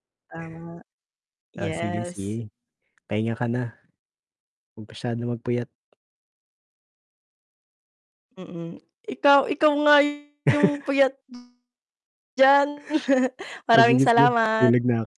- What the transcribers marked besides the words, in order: mechanical hum; distorted speech; chuckle; chuckle; tapping; laughing while speaking: "O sige, sige"
- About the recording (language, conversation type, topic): Filipino, unstructured, Sa tingin mo ba laging tama ang pagsasabi ng totoo?